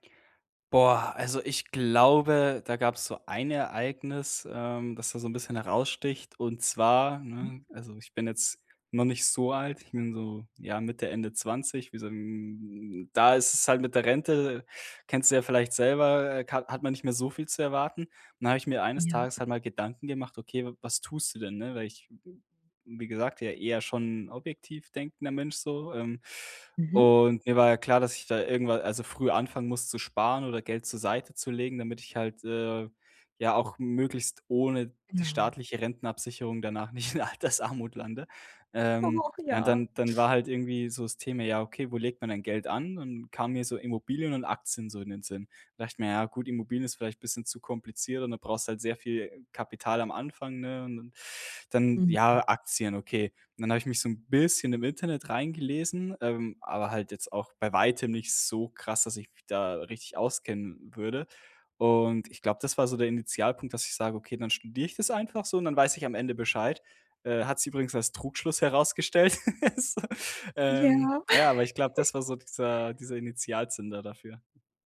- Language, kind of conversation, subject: German, advice, Wie entscheide ich bei wichtigen Entscheidungen zwischen Bauchgefühl und Fakten?
- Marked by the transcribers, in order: tapping; laughing while speaking: "nicht in Altersarmut"; put-on voice: "Och, ja"; chuckle; giggle